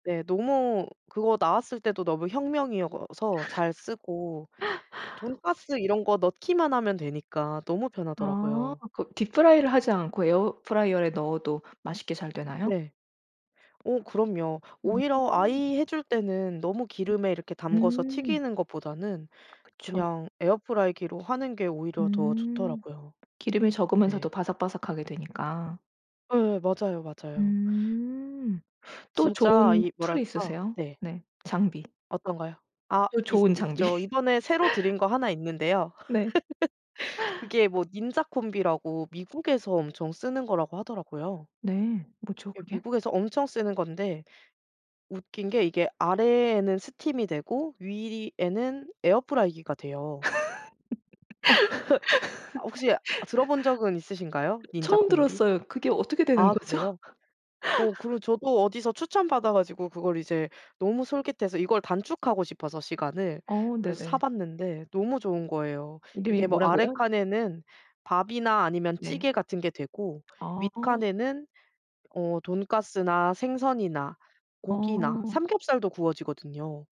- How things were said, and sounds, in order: laugh; in English: "Deep Fry를"; tapping; other background noise; laughing while speaking: "장비"; laugh; laugh; laughing while speaking: "거죠?"; laugh
- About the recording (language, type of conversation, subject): Korean, podcast, 식사 준비 시간을 어떻게 줄일 수 있을까요?